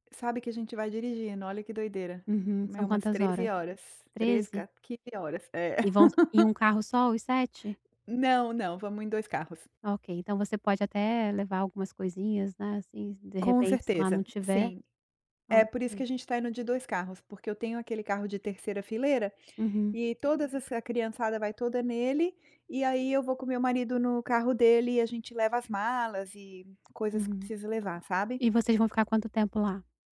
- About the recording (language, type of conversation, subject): Portuguese, advice, Como manter uma rotina saudável durante viagens?
- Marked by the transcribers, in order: laugh